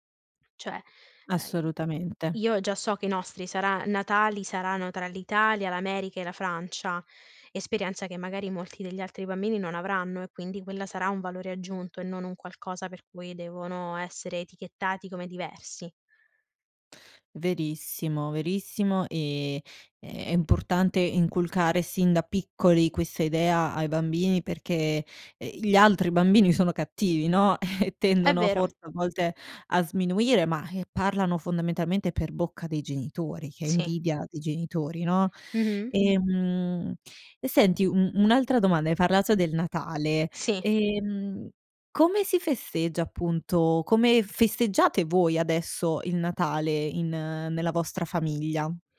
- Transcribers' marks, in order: other background noise; laughing while speaking: "e"
- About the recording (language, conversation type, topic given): Italian, podcast, Che ruolo ha la lingua nella tua identità?